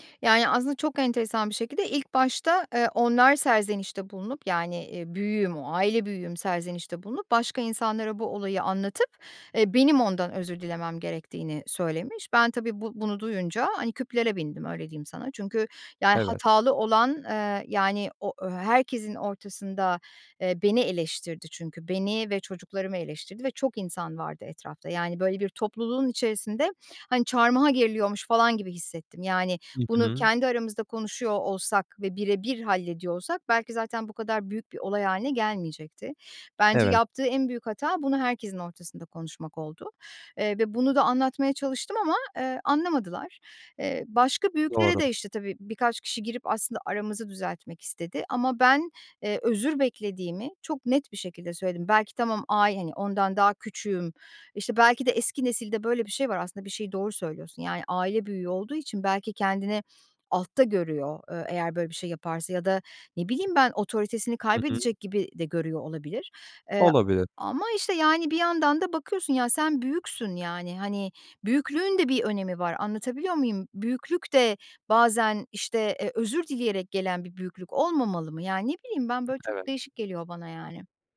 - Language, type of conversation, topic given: Turkish, advice, Samimi bir şekilde nasıl özür dileyebilirim?
- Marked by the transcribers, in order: other background noise; tapping